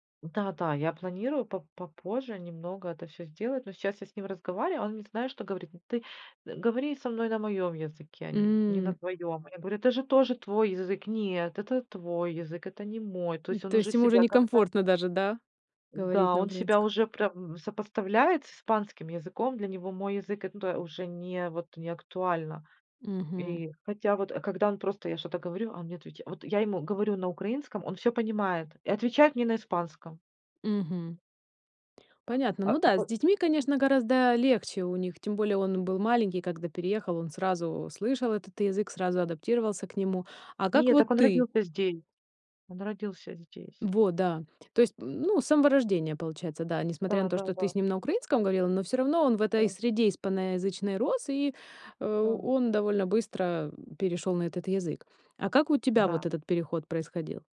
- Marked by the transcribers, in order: tapping; other background noise
- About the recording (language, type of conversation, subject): Russian, podcast, Как язык, на котором говорят дома, влияет на ваше самоощущение?